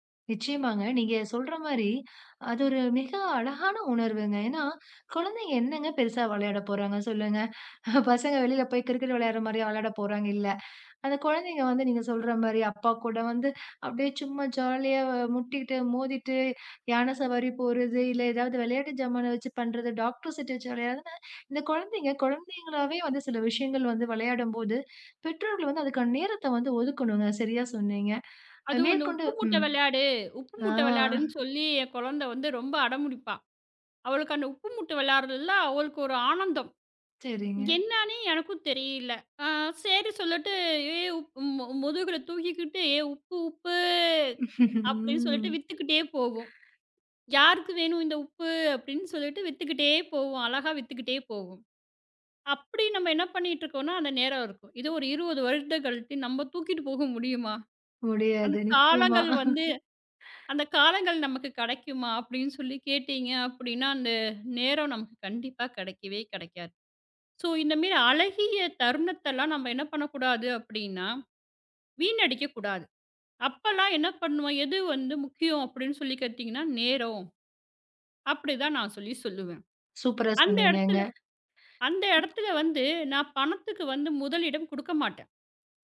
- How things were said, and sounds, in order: laughing while speaking: "பசங்கள் வெளியில் போய்க் cricket விளையாடுகிற மாதிரியா விளையாடப்போறாங்க, இல்லை"; in English: "ஜாலி"; in English: "டாகடர் செட்"; drawn out: "சொல்லிவிட்டு"; laugh; in English: "சோ"; in English: "சூப்பர்"; other noise
- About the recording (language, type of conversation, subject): Tamil, podcast, பணம் அல்லது நேரம்—முதலில் எதற்கு முன்னுரிமை கொடுப்பீர்கள்?